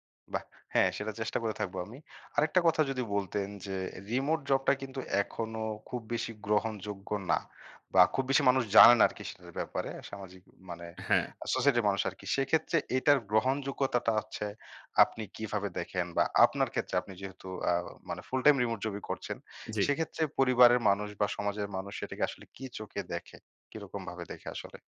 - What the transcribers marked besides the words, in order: none
- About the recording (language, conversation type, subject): Bengali, podcast, রিমোট কাজে কাজের সময় আর ব্যক্তিগত সময়ের সীমানা আপনি কীভাবে ঠিক করেন?